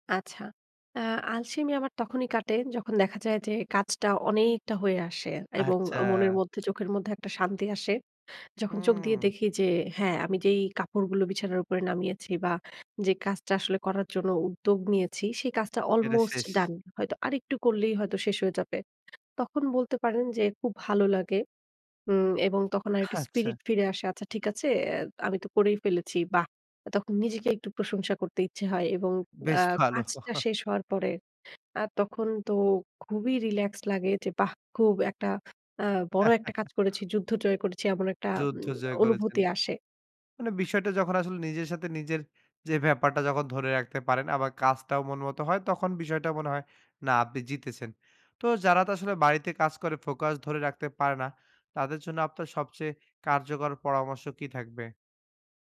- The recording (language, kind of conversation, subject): Bengali, podcast, বাড়িতে কাজ করার সময় মনোযোগ ধরে রাখেন কীভাবে?
- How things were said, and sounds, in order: chuckle; chuckle